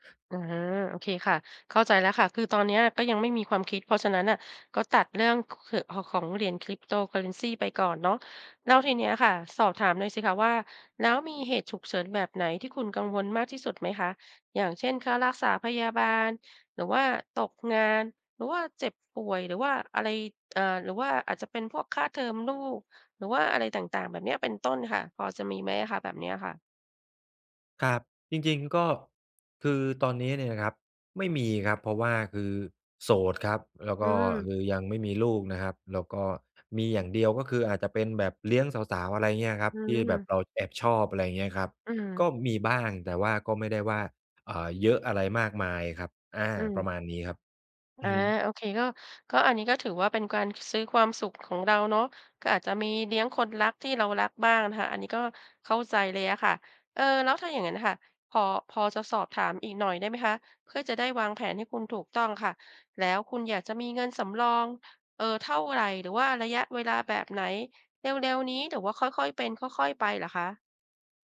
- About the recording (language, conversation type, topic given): Thai, advice, ฉันควรเริ่มออมเงินสำหรับเหตุฉุกเฉินอย่างไรดี?
- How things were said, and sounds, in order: other background noise